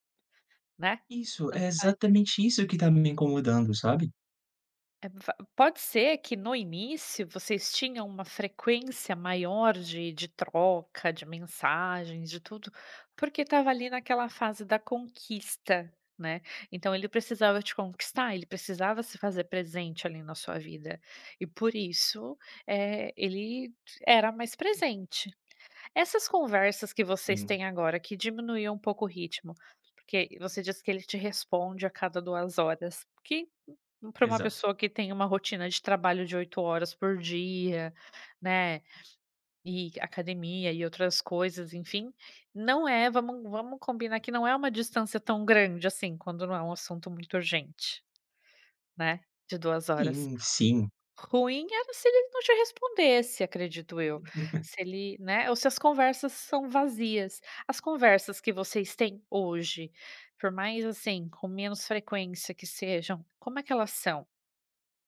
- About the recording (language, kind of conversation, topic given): Portuguese, advice, Como você lida com a falta de proximidade em um relacionamento à distância?
- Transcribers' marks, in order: unintelligible speech; chuckle